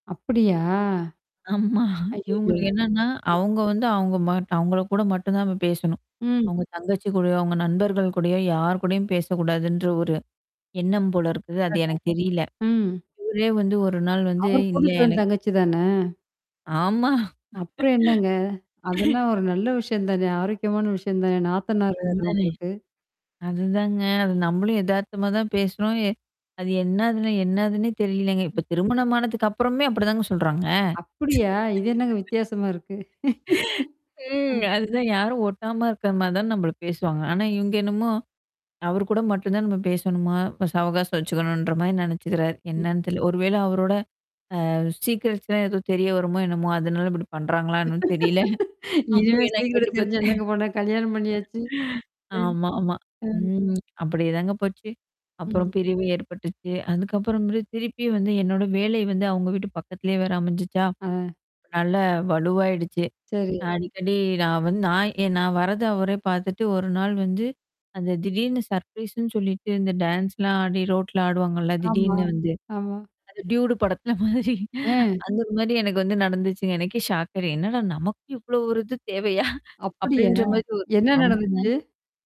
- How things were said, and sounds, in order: static; distorted speech; laughing while speaking: "ஆமா"; unintelligible speech; laugh; "அது தானே" said as "அந்தானே"; tapping; other background noise; laugh; other noise; laugh; in English: "சீக்ரட்ஸ்லாம்"; laughing while speaking: "இனிமே சீக்கிரட்டு தெரிஞ்சு என்னங்க பண்ண கல்யாணம் பண்ணியாச்சு!"; laughing while speaking: "தெரியல. அப்டி எல்லாம் கேட்டு பாத்துட்டேன்"; in English: "சர்ப்ரைஸ்ன்னு"; laughing while speaking: "படத்த மாதிரி"; laughing while speaking: "தேவையா?"
- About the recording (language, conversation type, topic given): Tamil, podcast, உங்களுக்கு மறக்க முடியாத ஒரு சந்திப்பு பற்றி சொல்ல முடியுமா?